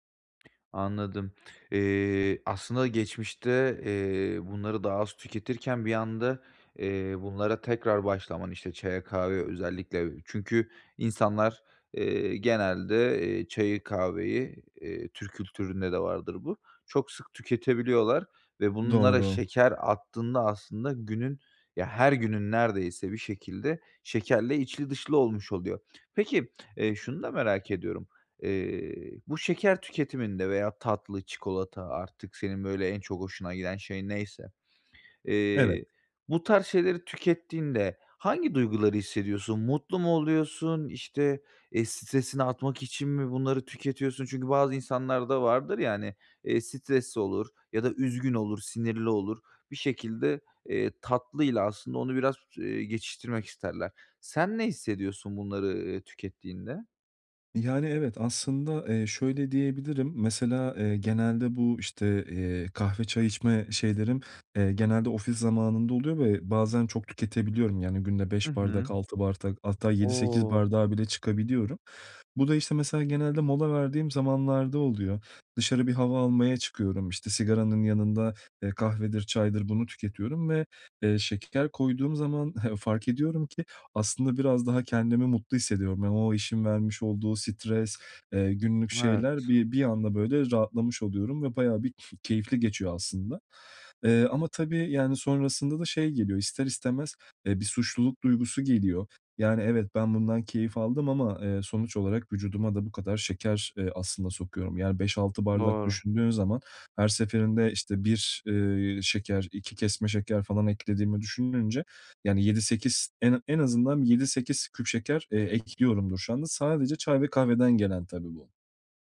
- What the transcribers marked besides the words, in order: chuckle; other background noise
- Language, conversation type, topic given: Turkish, advice, Şeker tüketimini azaltırken duygularımı nasıl daha iyi yönetebilirim?
- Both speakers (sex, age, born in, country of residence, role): male, 25-29, Turkey, Bulgaria, advisor; male, 30-34, Turkey, Portugal, user